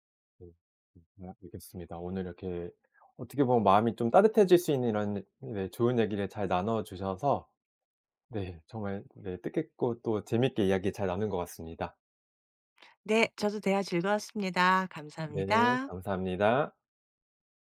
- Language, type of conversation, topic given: Korean, podcast, 위기에서 누군가 도와준 일이 있었나요?
- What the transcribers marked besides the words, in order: none